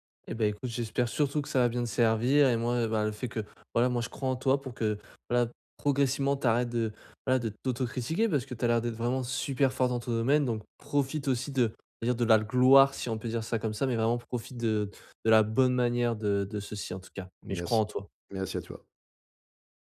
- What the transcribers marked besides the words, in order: none
- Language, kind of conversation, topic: French, advice, Comment puis-je remettre en question mes pensées autocritiques et arrêter de me critiquer intérieurement si souvent ?